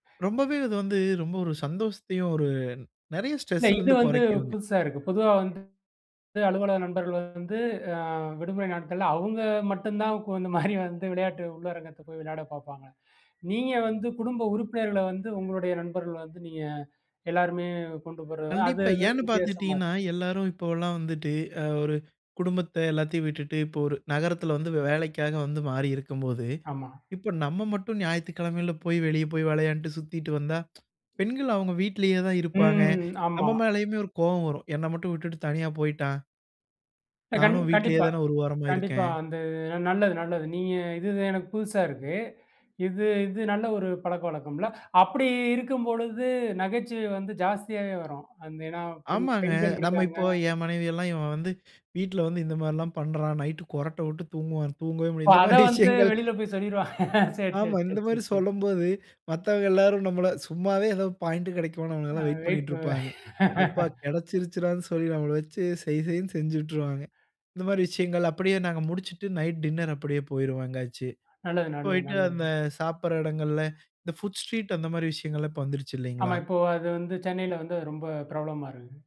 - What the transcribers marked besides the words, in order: breath; laughing while speaking: "மாரி"; tsk; drawn out: "ம்"; laughing while speaking: "இப்ப அத வந்து வெளியில போய் சொல்லிருவாங்க, சேர் சேர் சேர் சேர் சேர்"; laughing while speaking: "மாதிரி விஷயங்கள்"; laughing while speaking: "ஆமா. இந்த மாதிரி சொல்லும்போது, மத்தவங்க … செய் செய்ன்னு செஞ்சுட்டுருவாங்க"; laughing while speaking: "அ வெயிட்"; unintelligible speech; inhale; in English: "ஃபுட் ஸ்ட்ரீட்"
- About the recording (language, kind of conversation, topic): Tamil, podcast, தினசரி வாழ்க்கையில் சிறிய சிரிப்பு விளையாட்டுகளை எப்படி சேர்த்துக்கொள்ளலாம்?